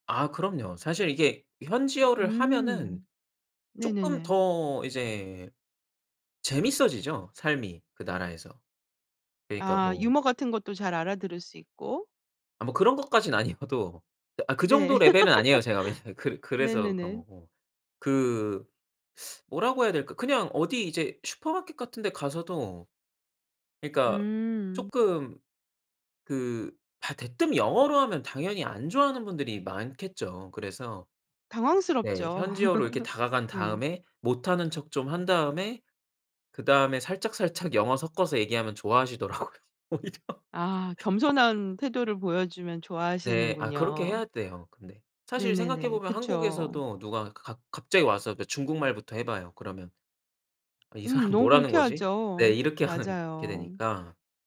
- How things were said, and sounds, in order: laughing while speaking: "아니어도"; laugh; laughing while speaking: "왜냐하면"; teeth sucking; other background noise; laugh; laughing while speaking: "좋아하시더라고요 오히려"; tapping; laughing while speaking: "사람"; laughing while speaking: "하는"
- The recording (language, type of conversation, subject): Korean, podcast, 언어가 당신에게 어떤 의미인가요?